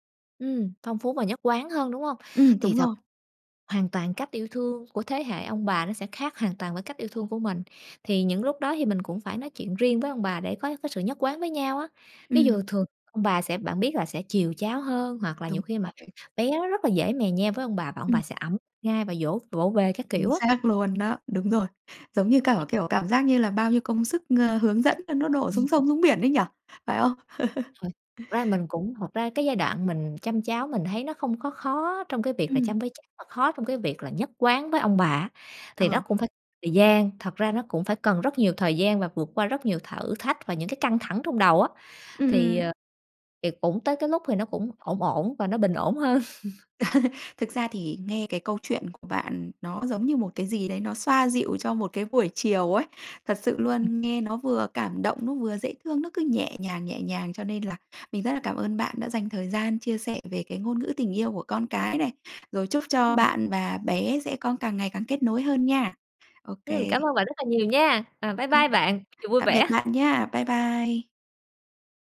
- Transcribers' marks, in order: other background noise; chuckle; unintelligible speech; chuckle; laugh; unintelligible speech
- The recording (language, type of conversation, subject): Vietnamese, podcast, Làm sao để nhận ra ngôn ngữ yêu thương của con?